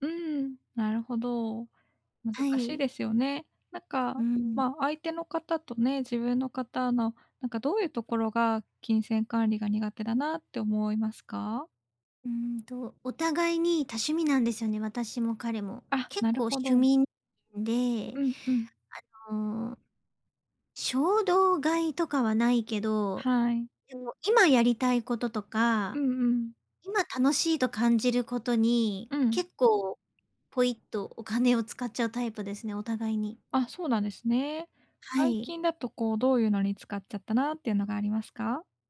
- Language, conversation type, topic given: Japanese, advice, パートナーとお金の話をどう始めればよいですか？
- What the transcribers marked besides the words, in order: none